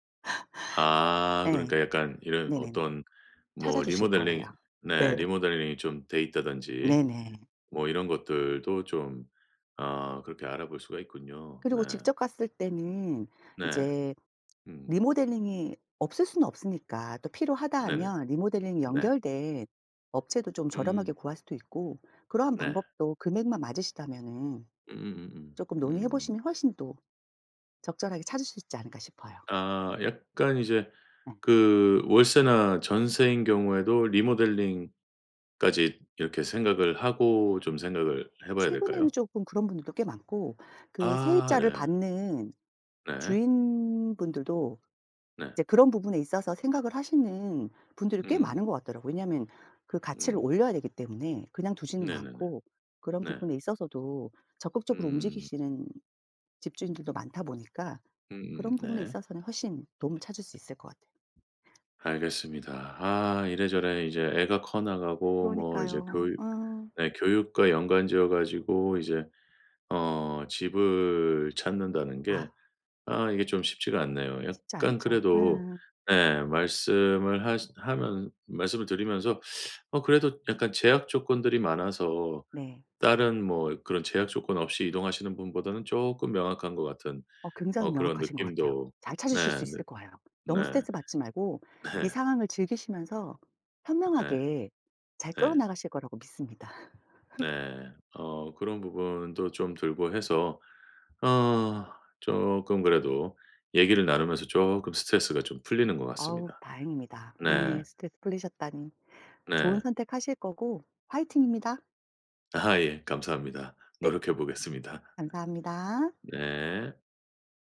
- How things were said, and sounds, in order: tapping; other background noise; laughing while speaking: "네"; laughing while speaking: "믿습니다"; laugh; laughing while speaking: "아"; laughing while speaking: "노력해보겠습니다"; laugh
- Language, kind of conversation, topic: Korean, advice, 새 도시에서 집을 구하고 임대 계약을 할 때 스트레스를 줄이려면 어떻게 해야 하나요?